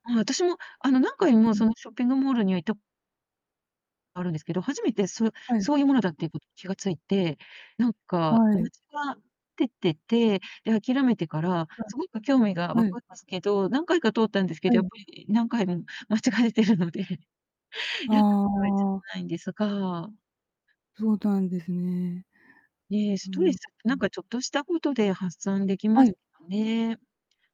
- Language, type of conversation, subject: Japanese, unstructured, ストレスを感じたとき、どのようにリラックスしますか？
- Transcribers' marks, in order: distorted speech; unintelligible speech; unintelligible speech; laughing while speaking: "間違えてるので"; "そうなんですね" said as "そうだんですね"